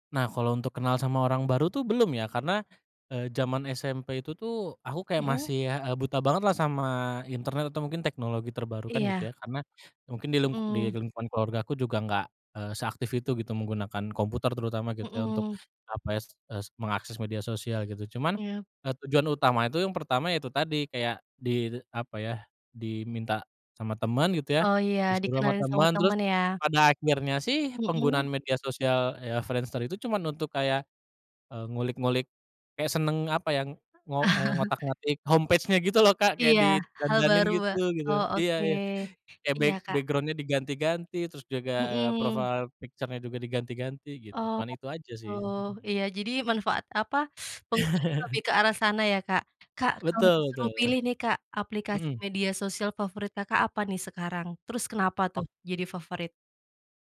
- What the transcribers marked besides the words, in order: chuckle; in English: "home page-nya"; in English: "background-nya"; in English: "profile picture-nya"; teeth sucking; chuckle
- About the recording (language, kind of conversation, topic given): Indonesian, podcast, Menurut kamu, apa manfaat media sosial dalam kehidupan sehari-hari?
- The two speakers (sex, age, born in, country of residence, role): female, 25-29, Indonesia, Indonesia, host; male, 30-34, Indonesia, Indonesia, guest